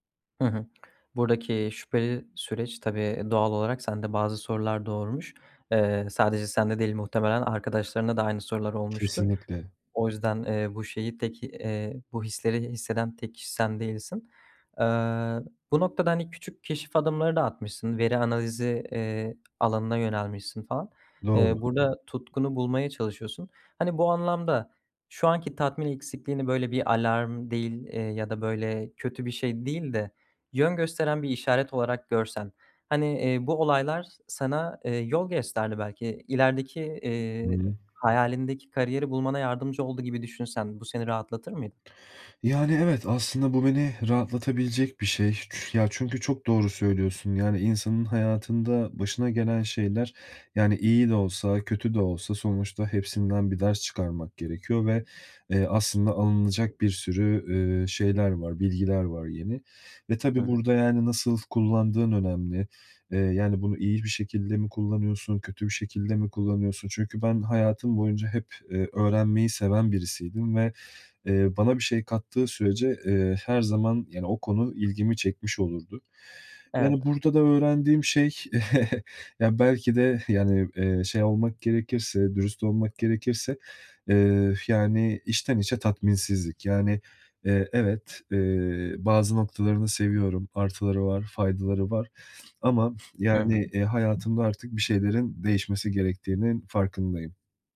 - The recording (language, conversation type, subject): Turkish, advice, Kariyerimde tatmin bulamıyorsam tutku ve amacımı nasıl keşfedebilirim?
- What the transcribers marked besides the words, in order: tapping; other background noise; chuckle